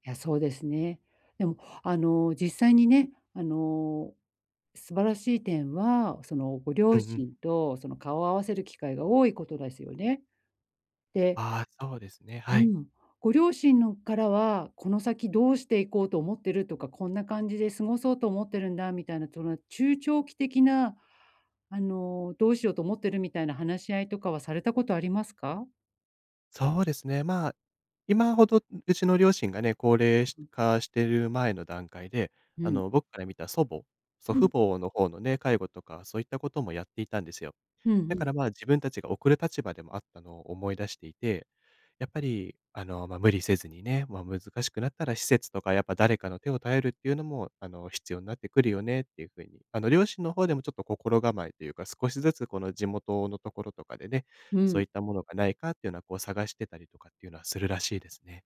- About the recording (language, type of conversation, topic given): Japanese, advice, 親が高齢になったとき、私の役割はどのように変わりますか？
- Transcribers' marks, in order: none